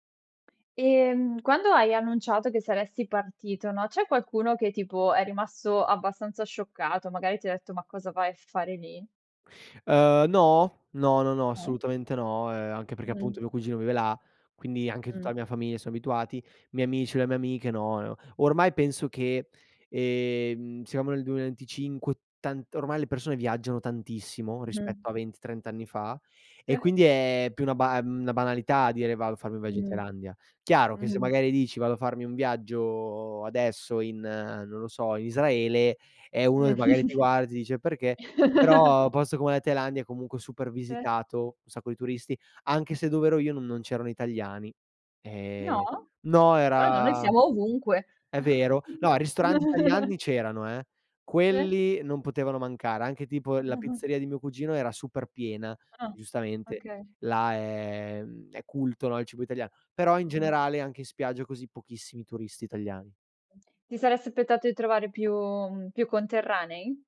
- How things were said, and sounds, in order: tapping; "famiglia" said as "famia"; other background noise; "vado" said as "vao"; chuckle; "Strano" said as "trano"; chuckle; chuckle
- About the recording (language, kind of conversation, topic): Italian, podcast, Qual è un viaggio che ti ha fatto cambiare prospettiva su una cultura?